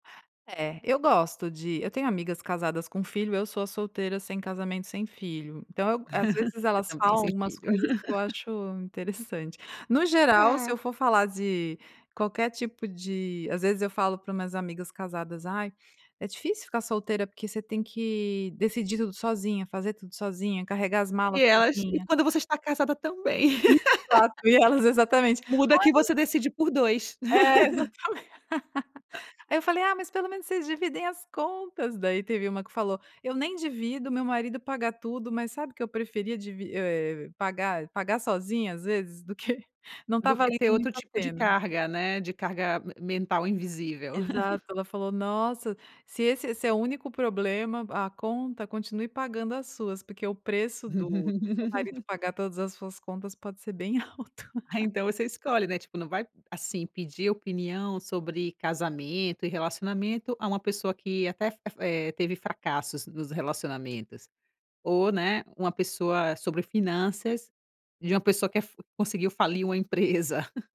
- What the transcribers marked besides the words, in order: laugh; unintelligible speech; other noise; laugh; laugh; laugh
- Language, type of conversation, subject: Portuguese, podcast, Como posso equilibrar a opinião dos outros com a minha intuição?